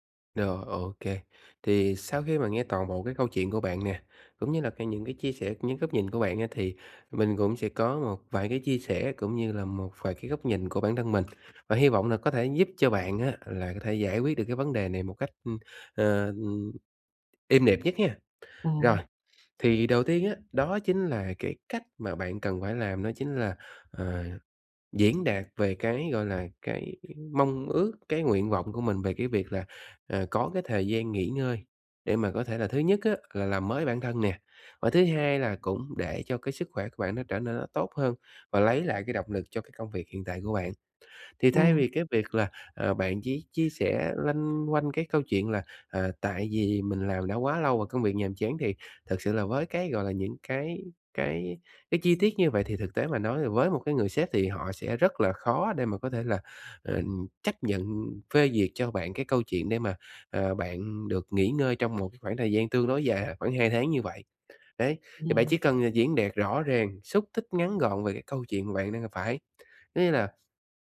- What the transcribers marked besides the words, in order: tapping; other background noise
- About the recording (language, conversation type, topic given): Vietnamese, advice, Bạn sợ bị đánh giá như thế nào khi bạn cần thời gian nghỉ ngơi hoặc giảm tải?